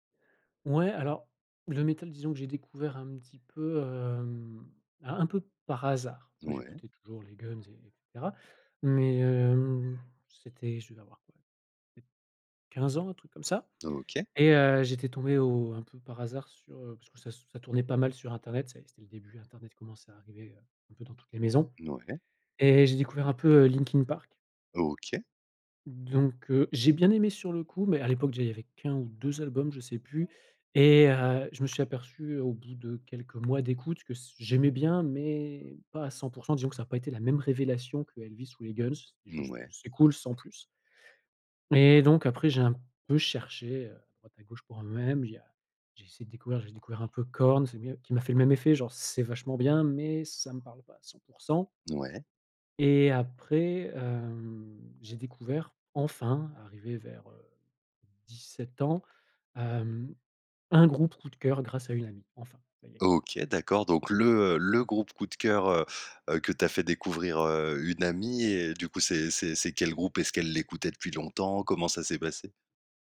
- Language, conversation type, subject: French, podcast, Quelle chanson t’a fait découvrir un artiste important pour toi ?
- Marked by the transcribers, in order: background speech; other background noise; tapping